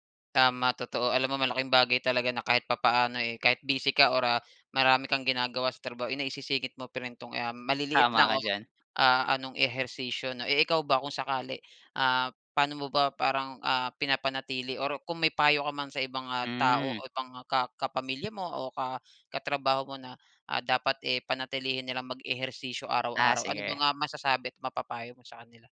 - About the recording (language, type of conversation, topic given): Filipino, podcast, Ano ang paborito mong paraan ng pag-eehersisyo araw-araw?
- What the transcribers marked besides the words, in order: gasp; other background noise; gasp